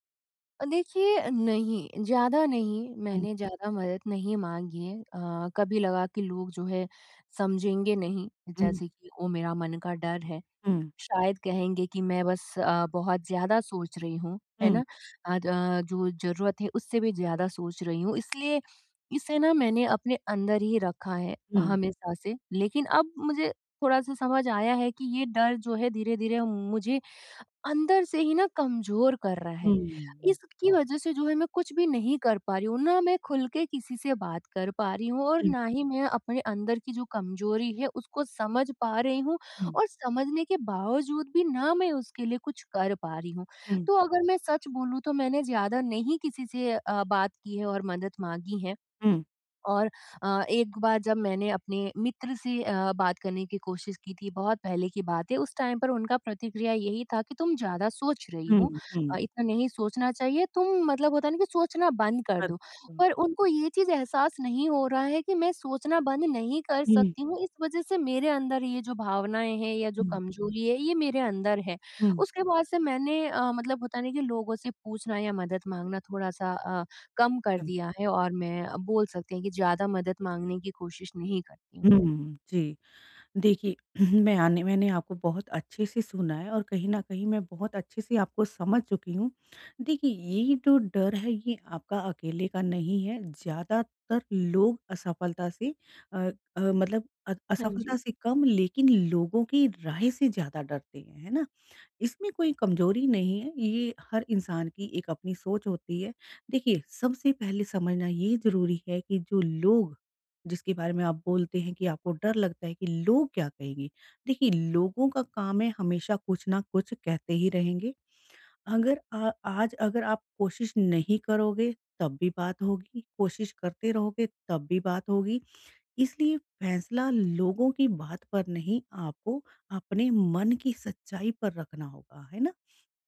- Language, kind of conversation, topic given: Hindi, advice, असफलता के डर को नियंत्रित करना
- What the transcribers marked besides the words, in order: in English: "टाइम"; throat clearing